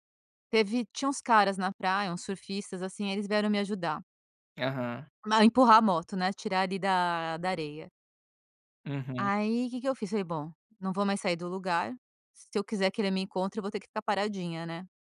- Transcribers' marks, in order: none
- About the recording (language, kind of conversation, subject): Portuguese, podcast, Você pode me contar uma história de viagem que deu errado e virou um aprendizado?